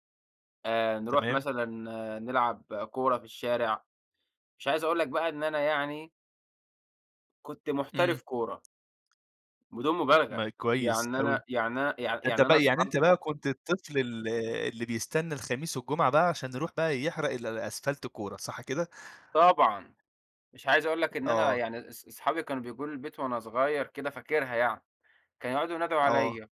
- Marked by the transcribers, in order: tapping
- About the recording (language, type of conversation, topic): Arabic, podcast, إزاي كان بيبقى شكل يوم العطلة عندك وإنت صغير؟